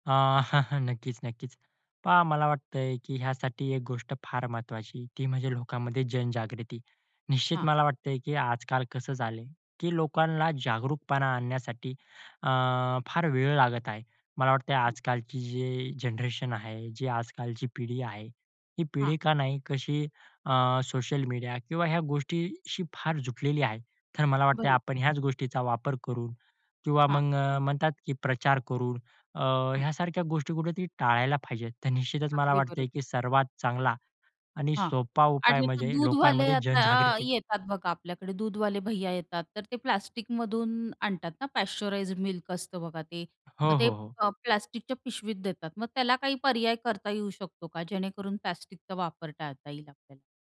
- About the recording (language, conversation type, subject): Marathi, podcast, प्लास्टिकचा वापर कमी करण्यासाठी तुम्ही कोणते साधे उपाय सुचवाल?
- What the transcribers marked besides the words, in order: chuckle; laughing while speaking: "लोकांमध्ये"; laughing while speaking: "तर निश्चितच"; laughing while speaking: "जनजागृती"; in English: "पाश्चराइज्ड"; other noise; tapping